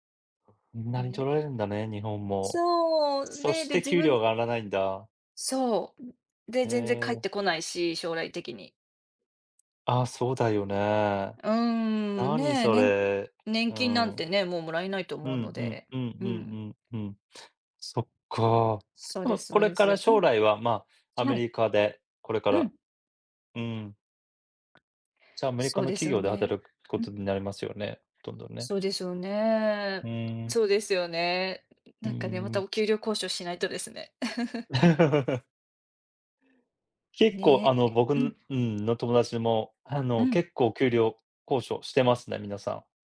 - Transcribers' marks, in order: tapping; other noise; chuckle
- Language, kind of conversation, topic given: Japanese, unstructured, 給料がなかなか上がらないことに不満を感じますか？